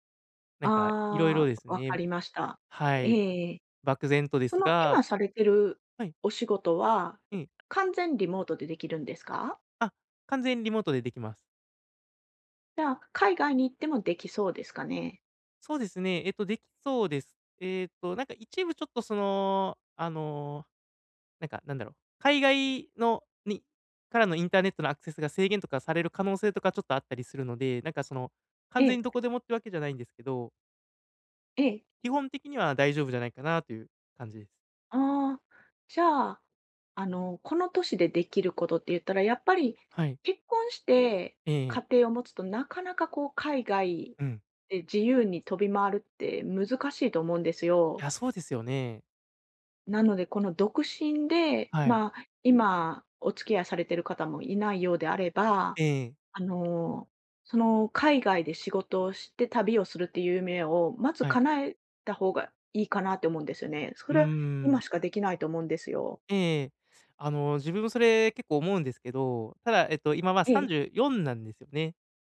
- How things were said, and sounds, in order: other noise
- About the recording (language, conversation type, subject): Japanese, advice, 大きな決断で後悔を避けるためには、どのように意思決定すればよいですか？